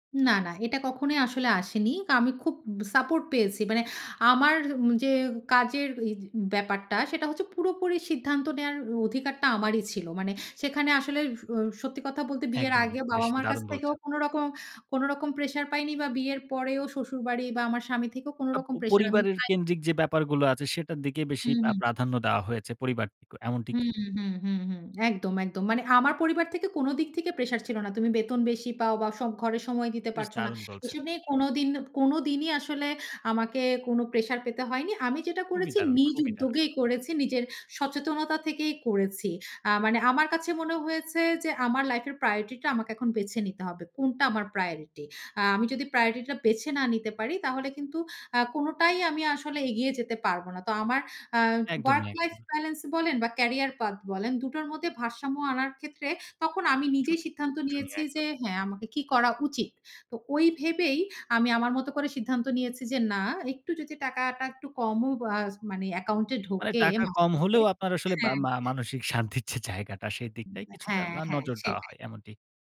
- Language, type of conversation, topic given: Bengali, podcast, আপনি বেতন আর কাজের তৃপ্তির মধ্যে কোনটাকে বেশি গুরুত্ব দেন?
- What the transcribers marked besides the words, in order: tapping; other background noise; laughing while speaking: "শান্তির যে জায়গাটা"; unintelligible speech